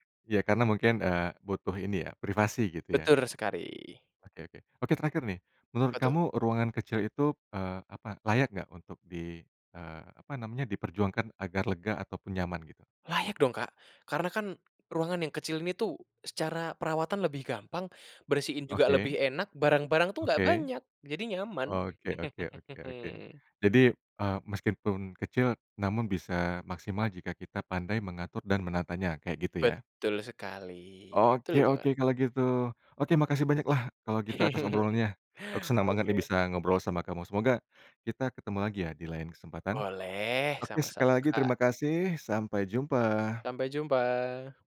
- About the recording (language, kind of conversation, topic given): Indonesian, podcast, Bagaimana cara memaksimalkan ruang kecil agar terasa lebih lega?
- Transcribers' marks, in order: "Betul" said as "betur"; "sekali" said as "sekari"; laugh; chuckle